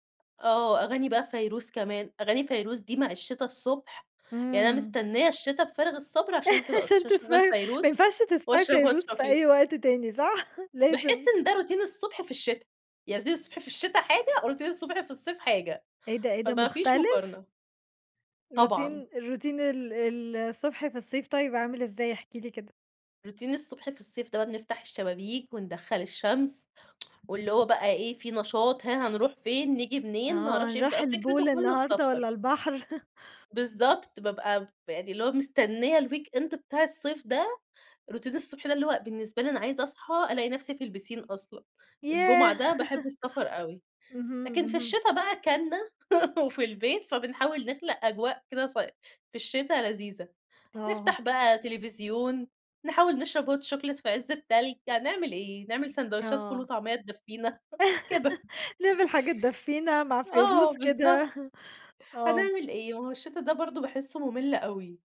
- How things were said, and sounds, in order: laughing while speaking: "عشان تسمعي"; in English: "hot .chocolate"; chuckle; in English: "روتين"; in English: "روتين"; in English: "وروتين"; in English: "روتين الروتين"; in English: "روتين"; tsk; in English: "الpool"; laugh; in English: "الweekend"; in English: "روتين"; laugh; chuckle; in English: "hot chocolate"; laugh; chuckle; tapping; chuckle
- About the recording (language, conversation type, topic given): Arabic, podcast, إيه هو روتينك الصبح عادة؟